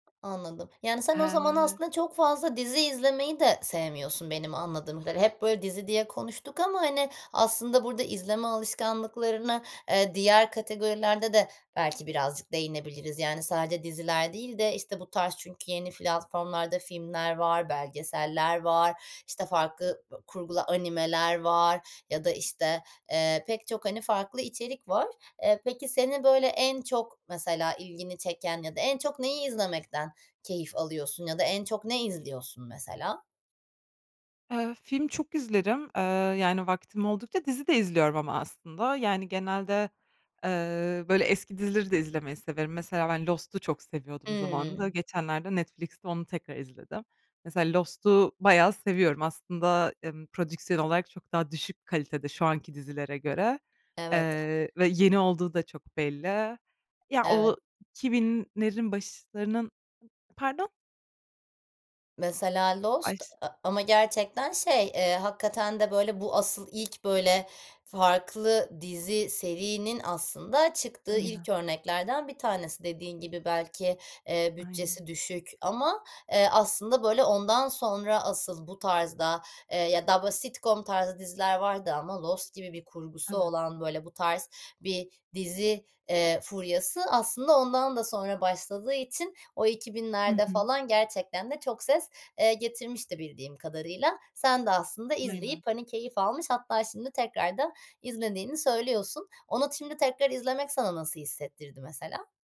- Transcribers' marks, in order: tapping; "platformlarda" said as "flatformlarda"
- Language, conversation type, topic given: Turkish, podcast, İzleme alışkanlıkların (dizi ve film) zamanla nasıl değişti; arka arkaya izlemeye başladın mı?